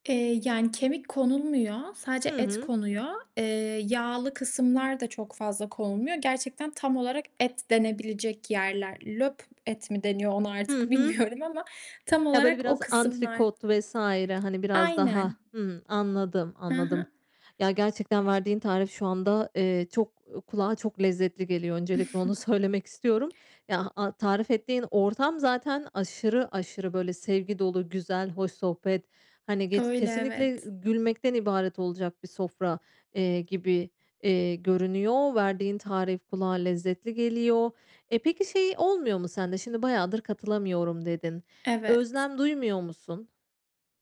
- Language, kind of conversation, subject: Turkish, podcast, Ailenizde nesilden nesile aktarılan bir yemek tarifi var mı?
- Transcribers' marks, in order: chuckle; chuckle